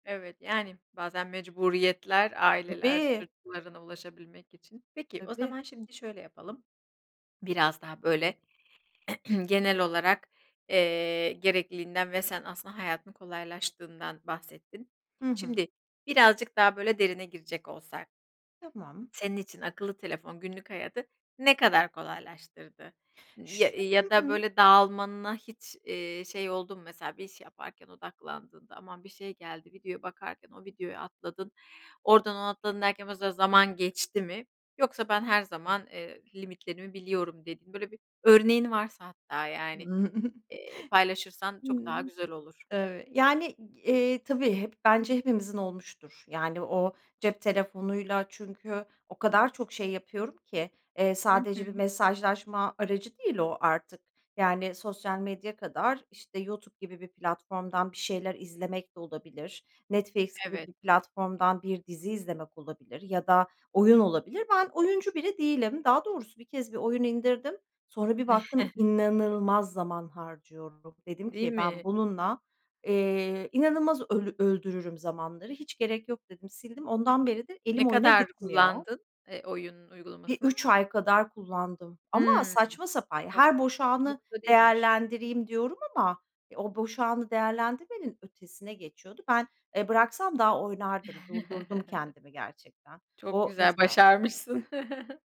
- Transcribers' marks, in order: tapping; other background noise; throat clearing; chuckle; chuckle; stressed: "inanılmaz"; chuckle; chuckle
- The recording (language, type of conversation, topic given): Turkish, podcast, Akıllı telefon hayatını kolaylaştırdı mı yoksa dağıttı mı?